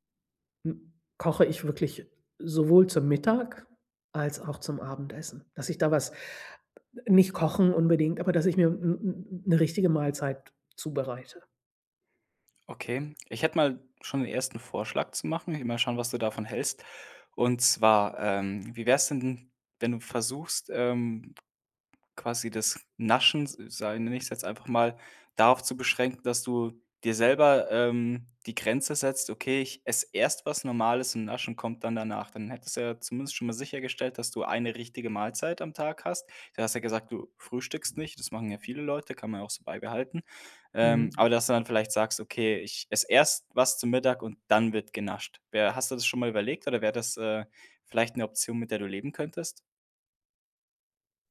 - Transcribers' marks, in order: none
- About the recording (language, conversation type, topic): German, advice, Wie kann ich gesündere Essgewohnheiten beibehalten und nächtliches Snacken vermeiden?